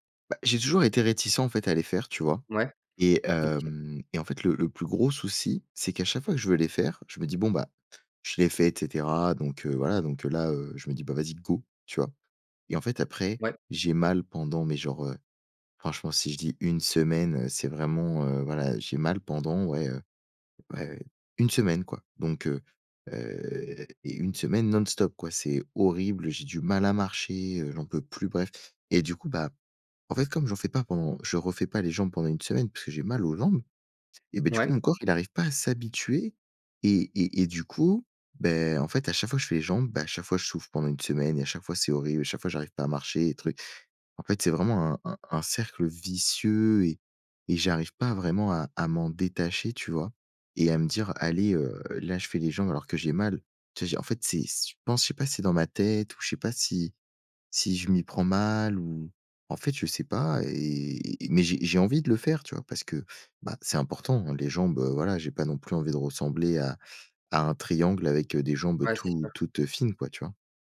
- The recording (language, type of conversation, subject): French, advice, Comment reprendre le sport après une longue pause sans risquer de se blesser ?
- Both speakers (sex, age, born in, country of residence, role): male, 18-19, France, France, advisor; male, 20-24, France, France, user
- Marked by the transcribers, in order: other background noise; stressed: "vicieux"; "Tu sais" said as "tzè"